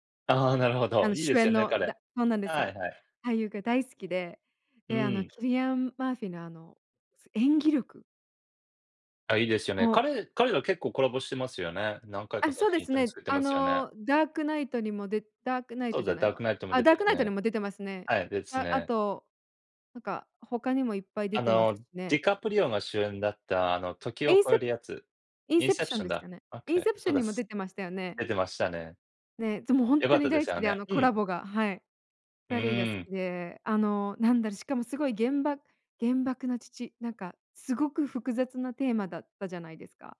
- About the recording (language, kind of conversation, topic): Japanese, unstructured, 最近観た映画の中で、特に印象に残っている作品は何ですか？
- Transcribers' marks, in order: none